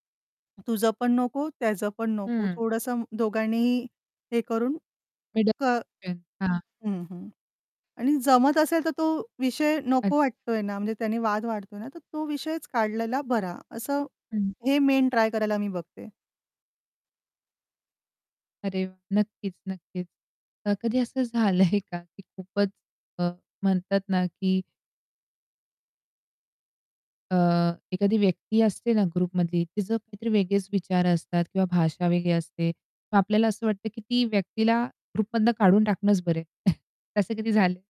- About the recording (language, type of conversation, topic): Marathi, podcast, इंटरनेटवरील समुदायात विश्वास कसा मिळवता?
- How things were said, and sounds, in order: other background noise; distorted speech; tapping; static; laughing while speaking: "झालंय का"; in English: "ग्रुपमधली"; in English: "ग्रुपमधनं"; chuckle